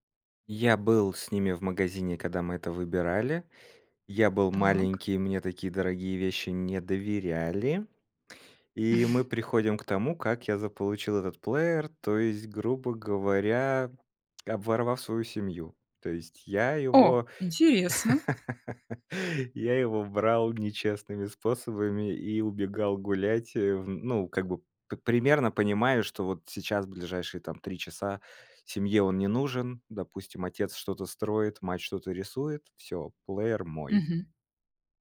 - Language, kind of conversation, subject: Russian, podcast, Что ты помнишь о первом музыкальном носителе — кассете или CD?
- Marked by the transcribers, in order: chuckle; laugh